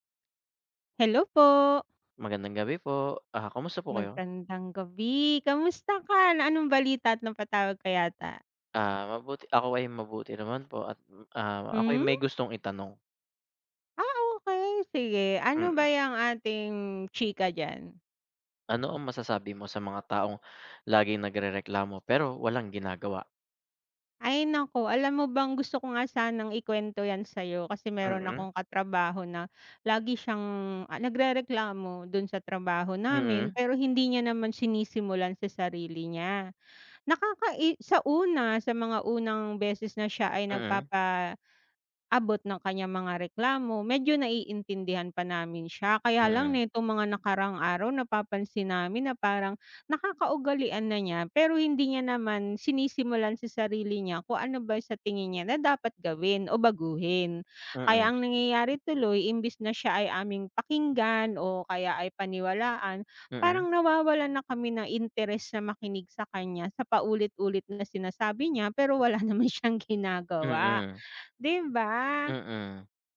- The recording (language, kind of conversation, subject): Filipino, unstructured, Ano ang masasabi mo tungkol sa mga taong laging nagrereklamo pero walang ginagawa?
- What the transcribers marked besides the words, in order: tapping; other background noise; laughing while speaking: "naman siyang"